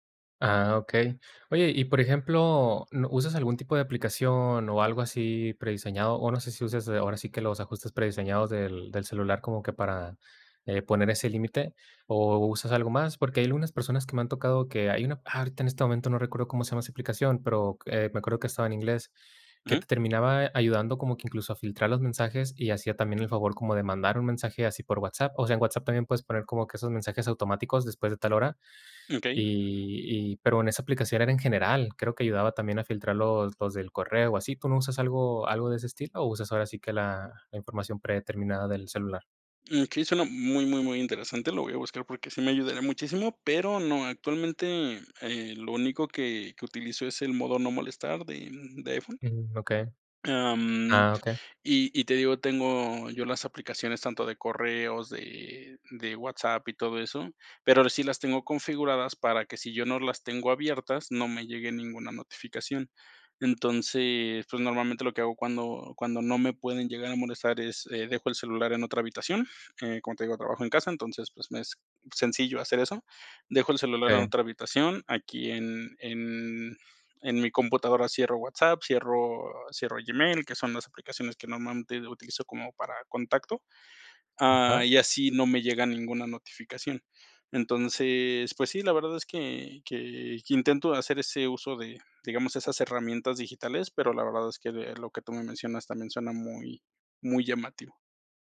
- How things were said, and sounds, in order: none
- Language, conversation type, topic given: Spanish, podcast, ¿Qué trucos tienes para desconectar del celular después del trabajo?